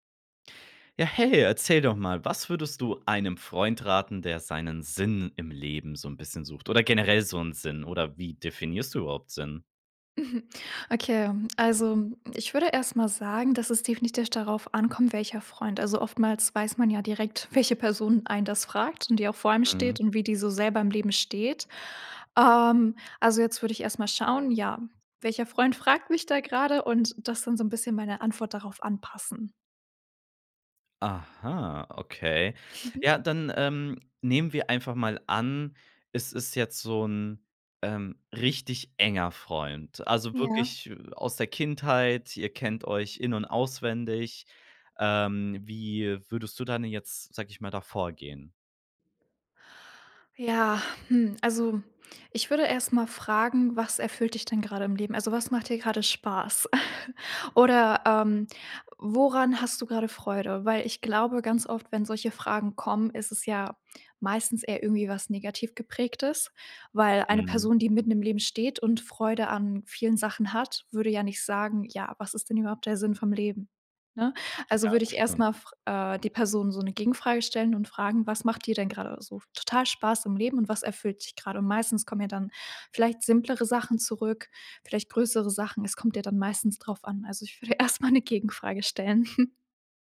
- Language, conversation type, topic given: German, podcast, Was würdest du einem Freund raten, der nach Sinn im Leben sucht?
- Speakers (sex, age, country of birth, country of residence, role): female, 18-19, Germany, Germany, guest; male, 25-29, Germany, Germany, host
- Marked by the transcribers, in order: laughing while speaking: "welche"; surprised: "Aha"; chuckle; laughing while speaking: "erst mal"; snort